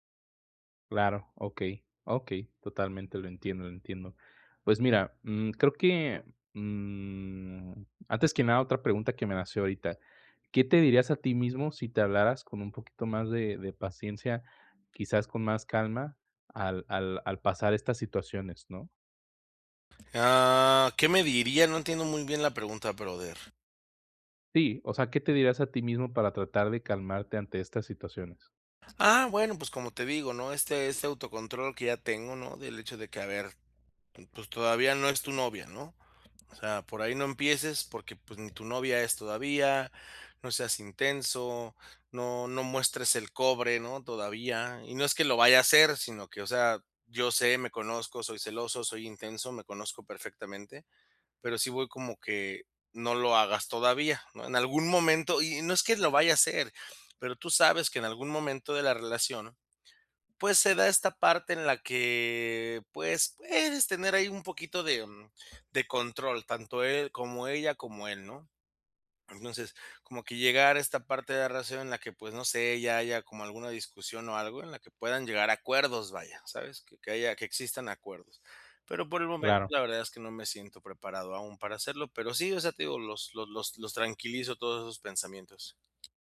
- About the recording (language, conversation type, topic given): Spanish, advice, ¿Cómo puedo aceptar la incertidumbre sin perder la calma?
- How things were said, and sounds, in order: drawn out: "mm"; tapping